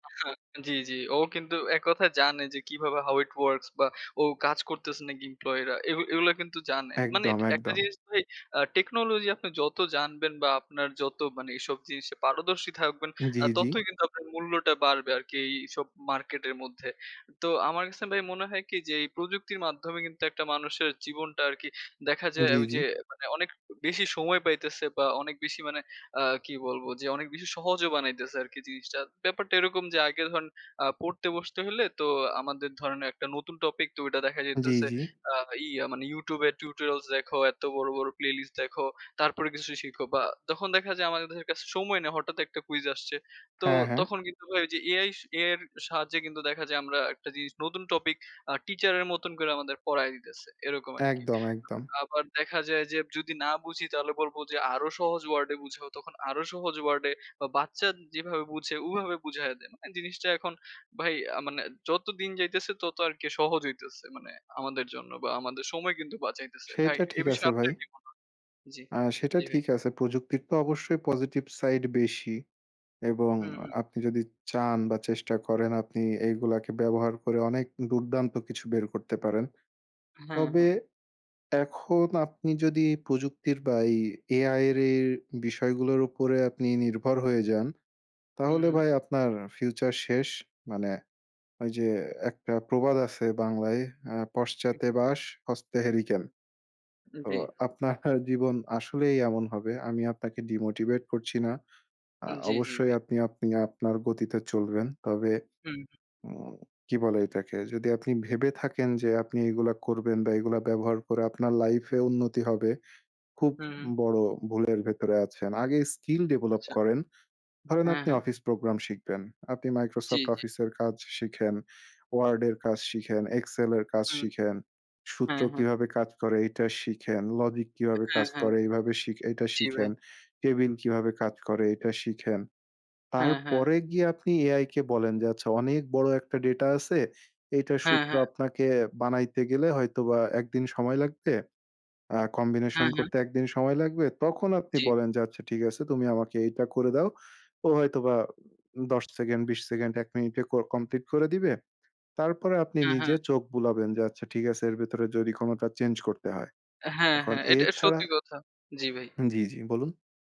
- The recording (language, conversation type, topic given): Bengali, unstructured, আপনার জীবনে প্রযুক্তি সবচেয়ে বড় কোন ইতিবাচক পরিবর্তন এনেছে?
- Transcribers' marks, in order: in English: "how it works"; tapping; unintelligible speech; other background noise; laughing while speaking: "আপনার জীবন"